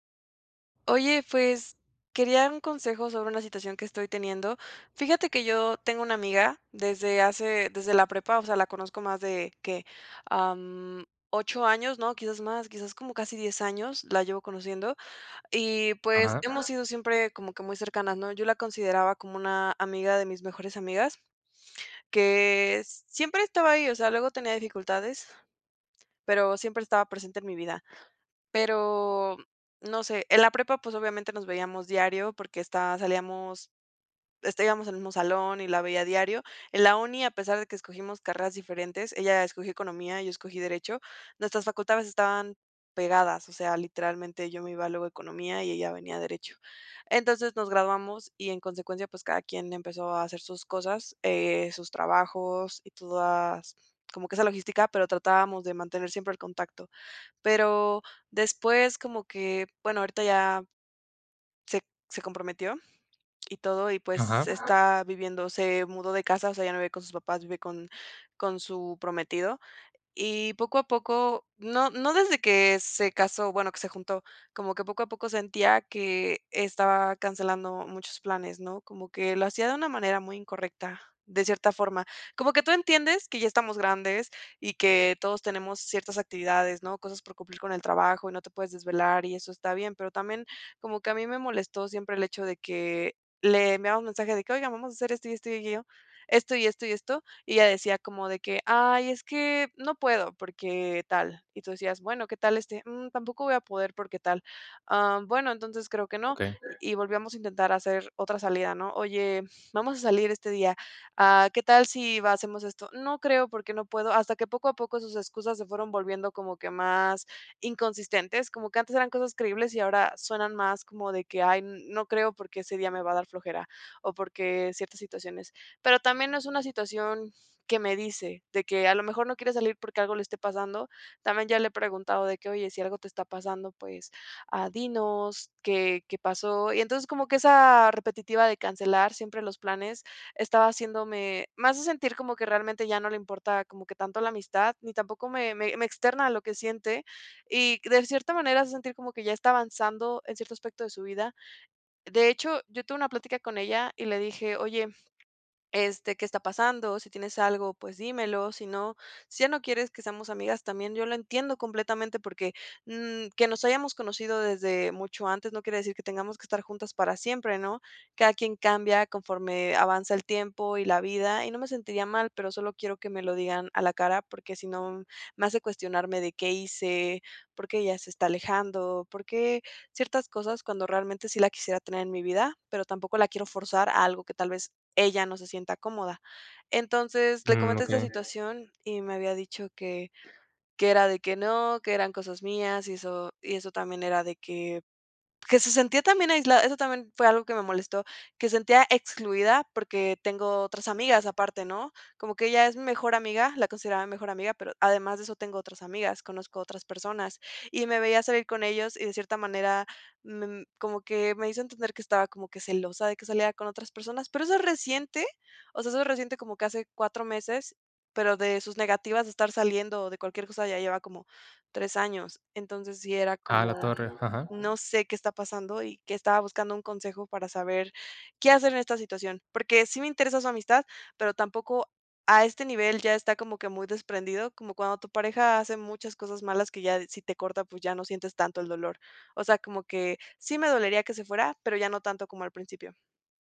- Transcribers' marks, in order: dog barking; stressed: "ella"; background speech
- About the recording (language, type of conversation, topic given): Spanish, advice, ¿Qué puedo hacer cuando un amigo siempre cancela los planes a última hora?